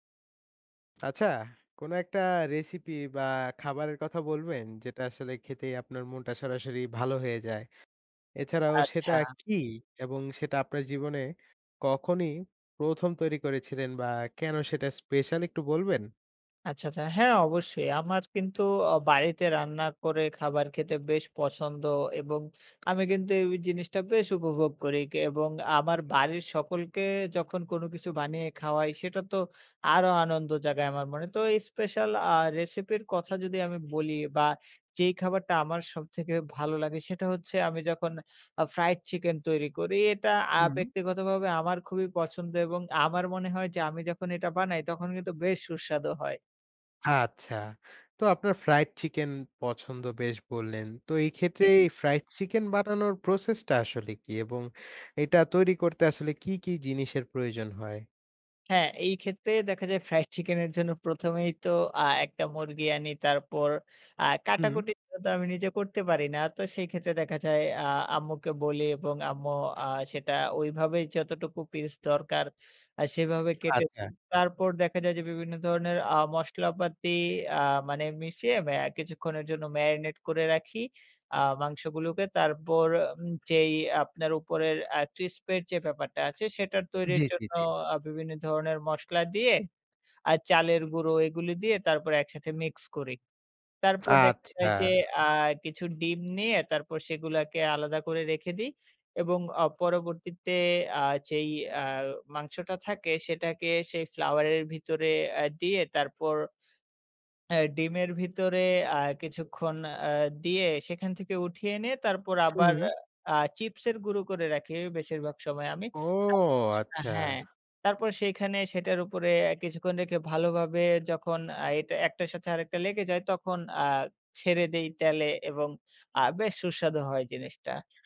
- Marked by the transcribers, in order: tapping; in English: "process"; scoff; in English: "marinate"; in English: "crisp"; in English: "flour"; other background noise; drawn out: "ও"
- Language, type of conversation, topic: Bengali, podcast, বাড়ির রান্নার মধ্যে কোন খাবারটি আপনাকে সবচেয়ে বেশি সুখ দেয়?